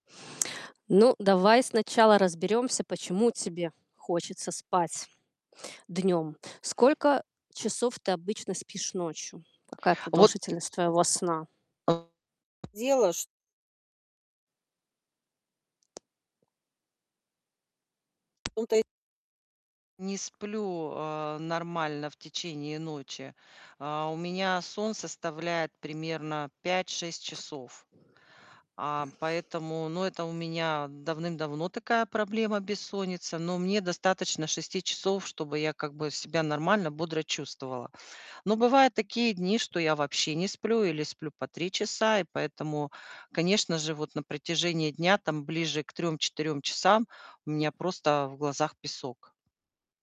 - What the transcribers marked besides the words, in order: other background noise; distorted speech; tapping; static; other noise
- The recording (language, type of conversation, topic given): Russian, advice, Как и когда лучше вздремнуть днём, чтобы повысить продуктивность?